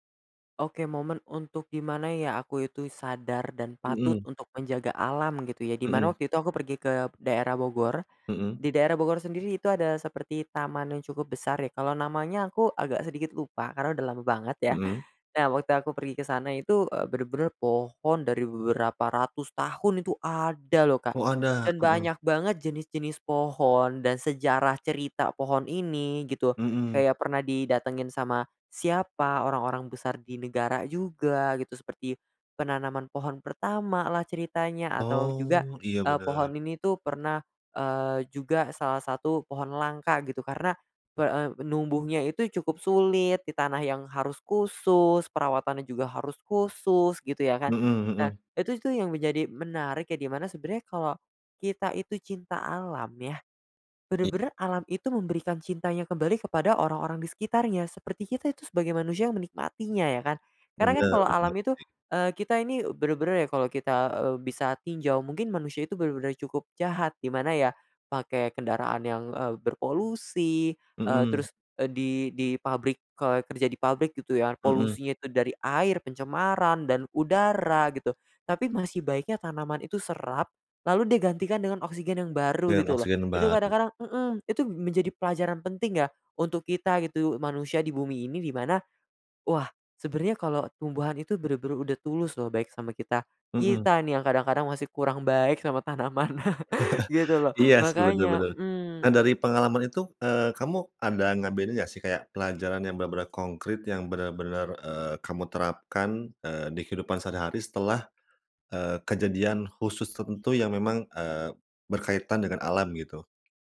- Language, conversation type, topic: Indonesian, podcast, Ceritakan pengalaman penting apa yang pernah kamu pelajari dari alam?
- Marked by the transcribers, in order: chuckle